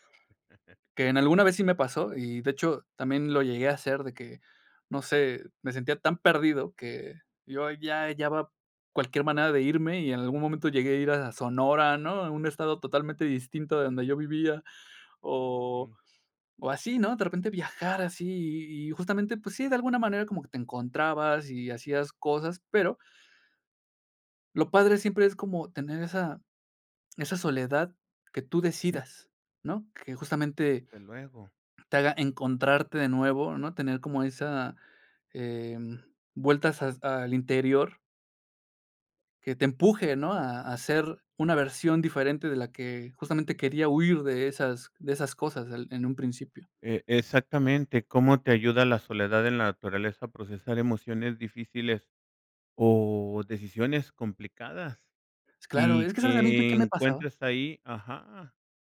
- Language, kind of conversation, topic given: Spanish, podcast, ¿De qué manera la soledad en la naturaleza te inspira?
- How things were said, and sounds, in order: chuckle